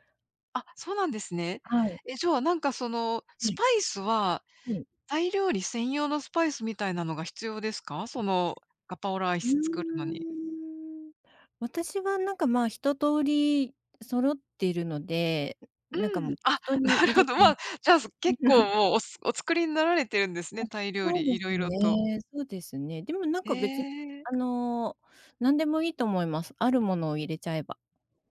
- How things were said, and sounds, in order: laughing while speaking: "なるほど"
- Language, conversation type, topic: Japanese, unstructured, 食べると元気が出る料理はありますか？